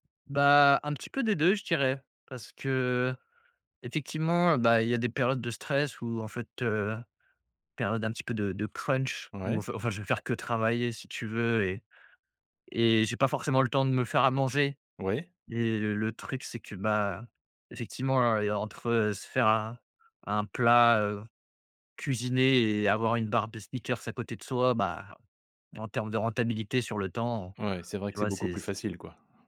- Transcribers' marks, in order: none
- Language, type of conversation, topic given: French, advice, Comment gérez-vous les moments où vous perdez le contrôle de votre alimentation en période de stress ou d’ennui ?